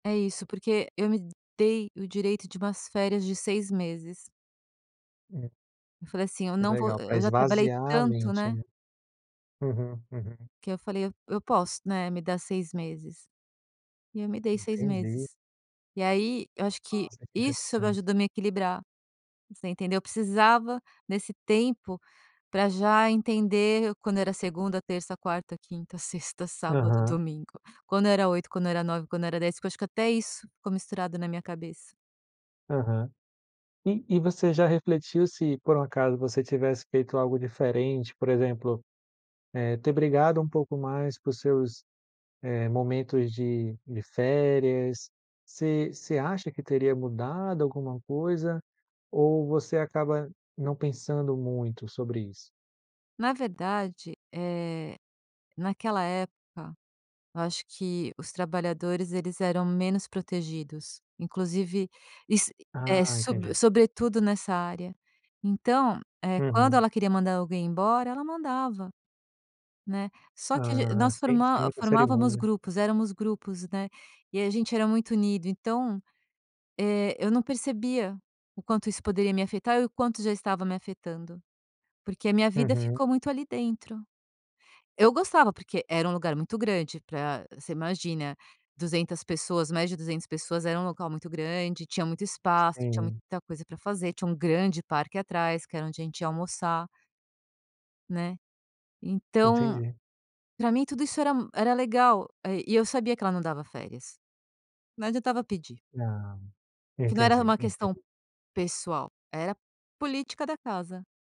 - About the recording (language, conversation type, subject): Portuguese, podcast, Como lidar com o burnout antes que ele vire uma crise?
- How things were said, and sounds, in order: none